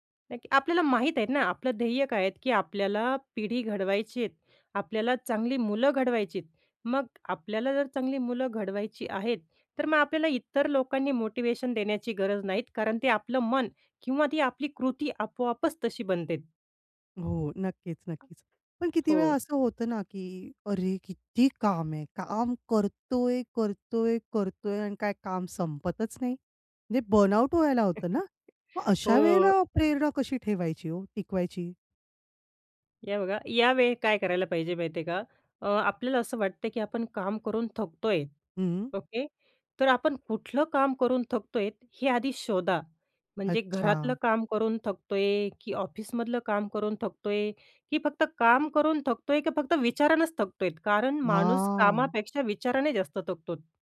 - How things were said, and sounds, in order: in English: "मोटिवेशन"; tapping; in English: "बर्नआउट"; chuckle
- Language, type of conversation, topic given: Marathi, podcast, तू कामात प्रेरणा कशी टिकवतोस?